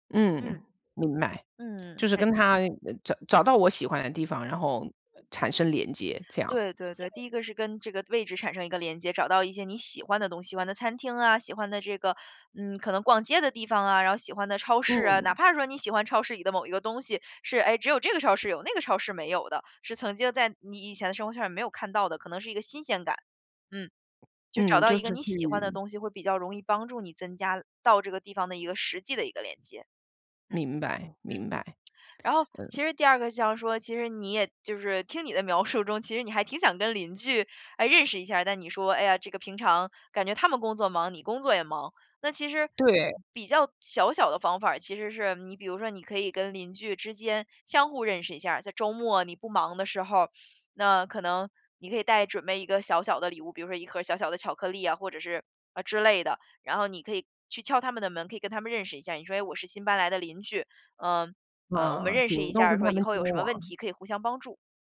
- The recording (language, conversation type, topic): Chinese, advice, 搬到新城市后，你是如何适应陌生环境并建立新的社交圈的？
- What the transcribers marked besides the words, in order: background speech; other background noise